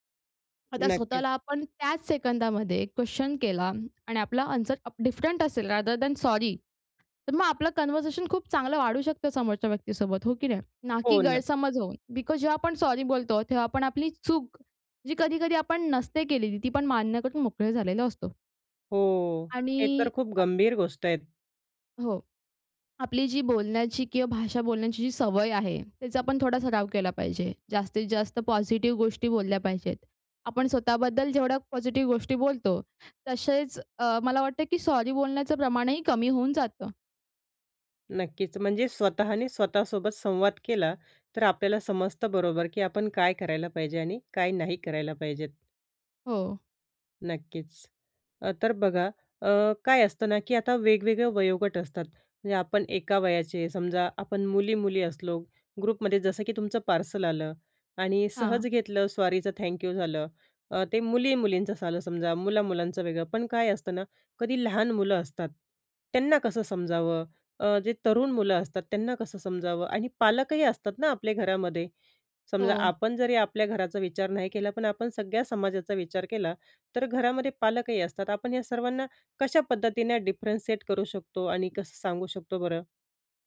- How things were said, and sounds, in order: tapping; in English: "डिफरंट"; in English: "रादर दॅन"; in English: "कन्व्हर्शन"; in English: "बिकॉज"; in English: "ग्रुपमध्ये"; in English: "डिफरन्सिएट"
- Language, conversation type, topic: Marathi, podcast, अनावश्यक माफी मागण्याची सवय कमी कशी करावी?